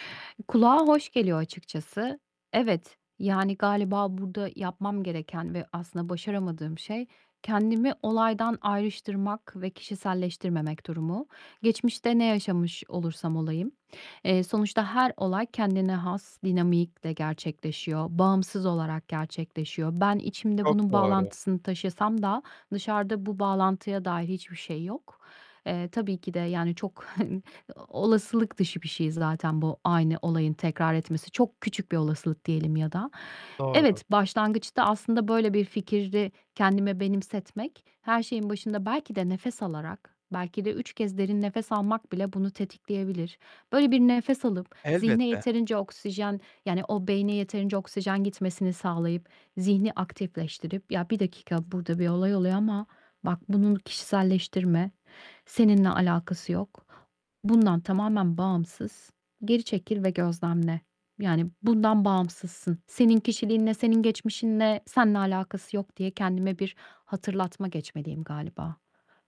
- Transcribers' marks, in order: static; distorted speech; other background noise
- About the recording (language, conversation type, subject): Turkish, advice, Reddedilmeyi kişisel bir başarısızlık olarak görmeyi bırakmak için nereden başlayabilirim?